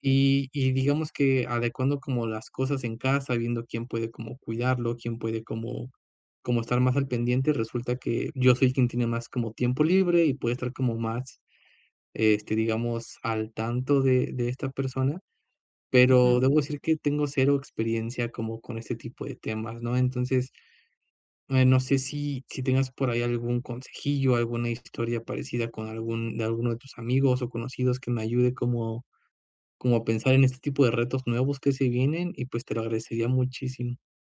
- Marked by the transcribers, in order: none
- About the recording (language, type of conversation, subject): Spanish, advice, ¿Cómo puedo organizarme para cuidar de un familiar mayor o enfermo de forma repentina?